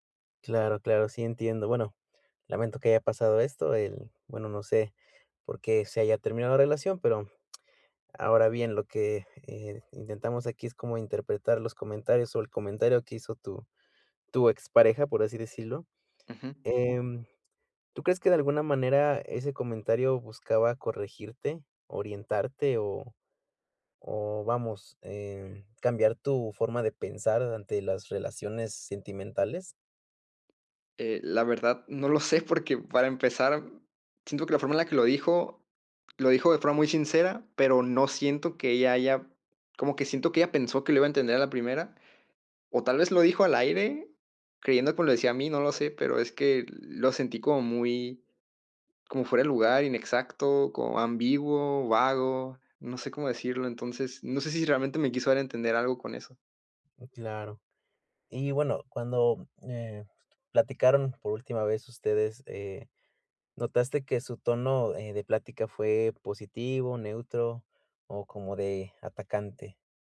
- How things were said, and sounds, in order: other background noise; tapping; laughing while speaking: "sé"
- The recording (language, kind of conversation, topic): Spanish, advice, ¿Cómo puedo interpretar mejor comentarios vagos o contradictorios?